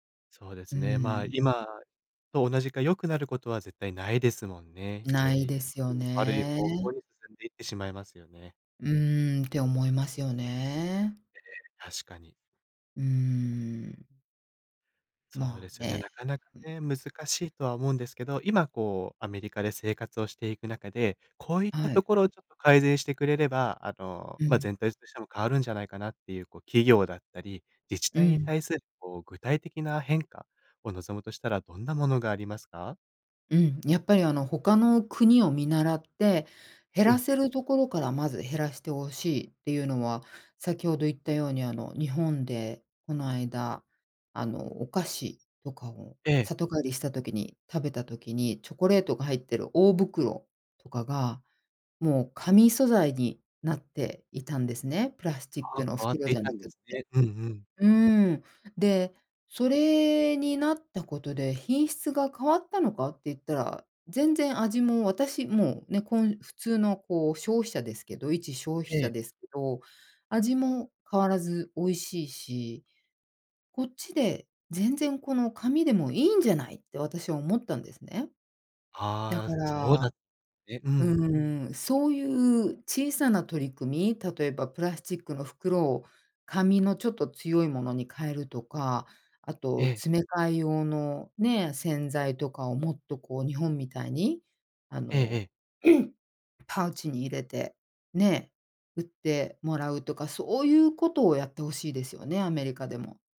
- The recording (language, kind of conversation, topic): Japanese, podcast, プラスチックごみの問題について、あなたはどう考えますか？
- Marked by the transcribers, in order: throat clearing